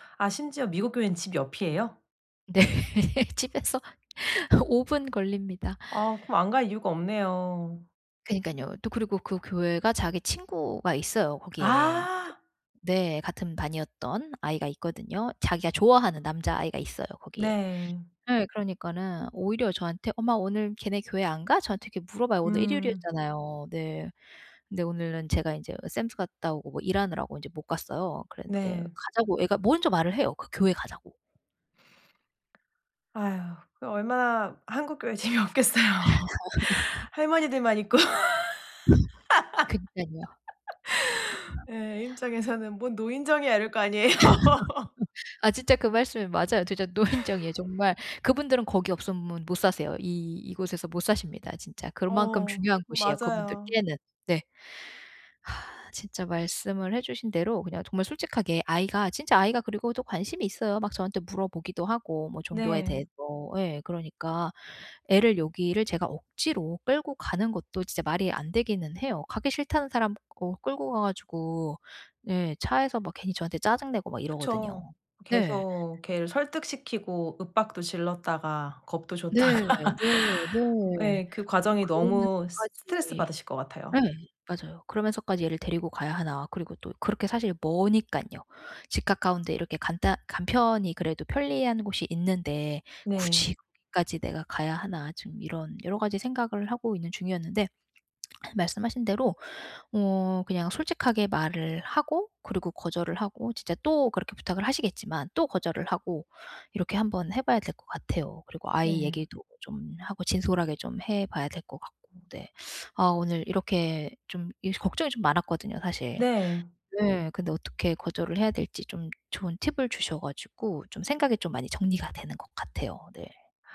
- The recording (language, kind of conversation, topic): Korean, advice, 과도한 요청을 정중히 거절하려면 어떻게 말하고 어떤 태도를 취하는 것이 좋을까요?
- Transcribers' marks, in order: laughing while speaking: "네. 집에서"; other background noise; in English: "샘스"; laugh; laughing while speaking: "재미없겠어요"; laugh; tapping; laugh; laughing while speaking: "아니에요"; laugh; laughing while speaking: "노인정이에요"; laughing while speaking: "줬다가"; lip smack; teeth sucking